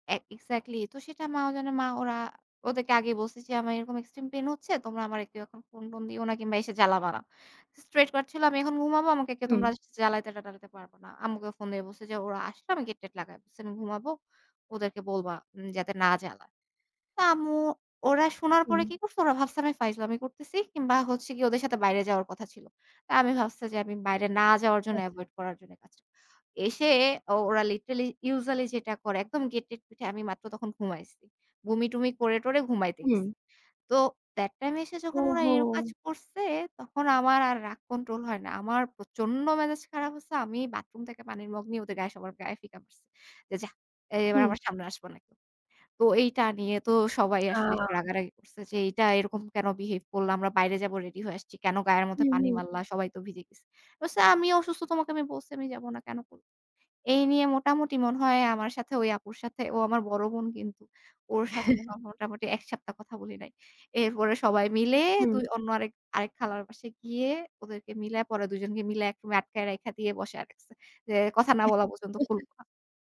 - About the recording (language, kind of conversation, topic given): Bengali, podcast, খাবারের সময়ে তোমাদের পরিবারের আড্ডা কেমন হয়?
- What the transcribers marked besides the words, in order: in English: "লিটারেলি ইউজুয়ালি"; other background noise; chuckle; chuckle